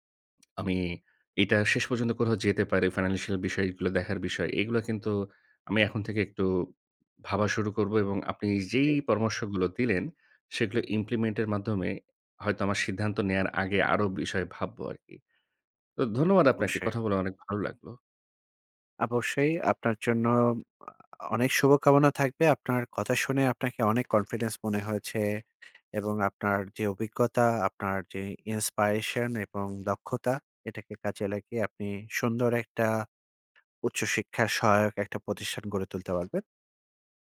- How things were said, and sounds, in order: in English: "financial"; in English: "implement"; trusting: "আপনার কথা শুনে আপনাকে অনেক … এটাকে কাজে লাগিয়ে"; in English: "confidence"; in English: "inspiration"
- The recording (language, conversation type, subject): Bengali, advice, ক্যারিয়ার পরিবর্তন বা নতুন পথ শুরু করার সময় অনিশ্চয়তা সামলাব কীভাবে?